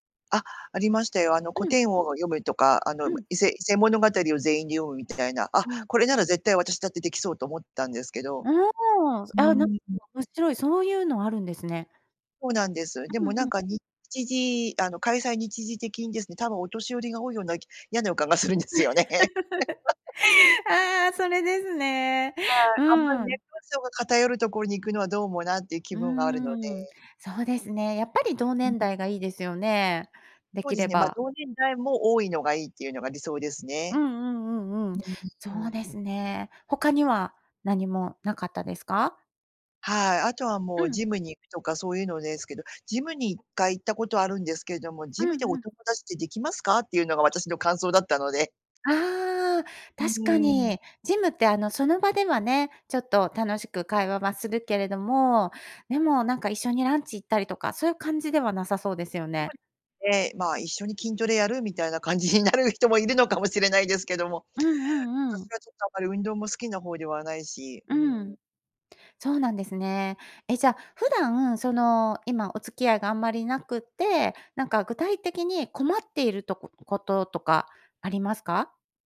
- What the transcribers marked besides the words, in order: laughing while speaking: "予感がするんですよね"; laugh; laughing while speaking: "みたいな感じになる人 … いですけども"
- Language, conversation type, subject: Japanese, advice, 引っ越しで新しい環境に慣れられない不安